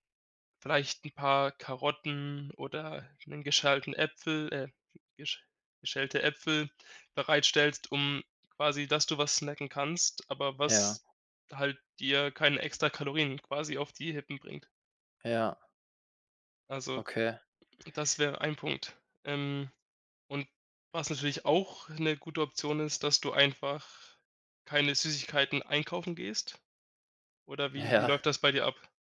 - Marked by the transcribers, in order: tapping; other background noise; "geschälten" said as "geschalten"; laughing while speaking: "Ja"
- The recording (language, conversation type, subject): German, advice, Wie kann ich verhindern, dass ich abends ständig zu viel nasche und die Kontrolle verliere?